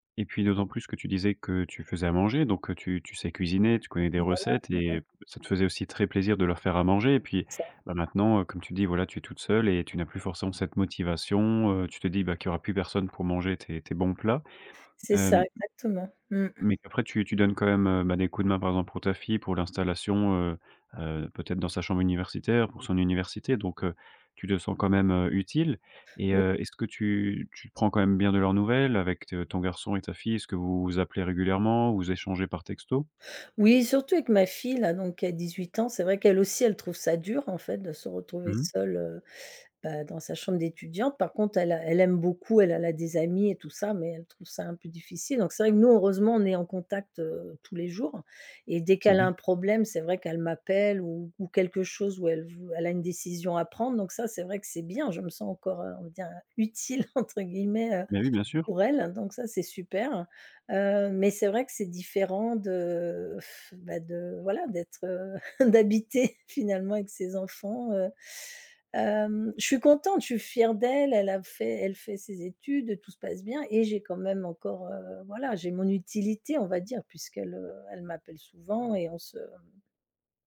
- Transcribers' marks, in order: unintelligible speech; stressed: "bien"; other background noise; laughing while speaking: "utile"; blowing; laughing while speaking: "d'habiter"
- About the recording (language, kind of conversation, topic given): French, advice, Comment expliquer ce sentiment de vide malgré votre succès professionnel ?